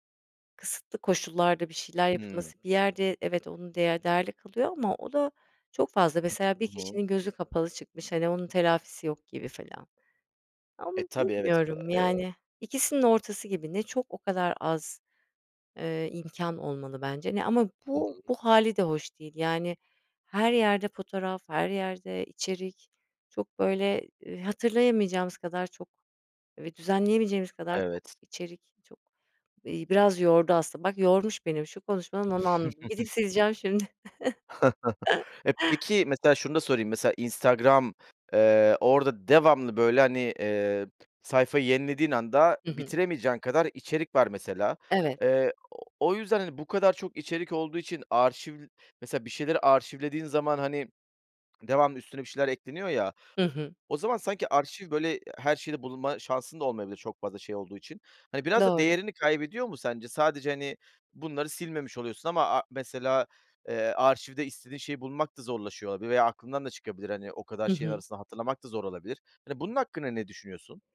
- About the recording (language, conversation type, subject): Turkish, podcast, Eski gönderileri silmeli miyiz yoksa saklamalı mıyız?
- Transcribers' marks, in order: tapping; other background noise; chuckle; chuckle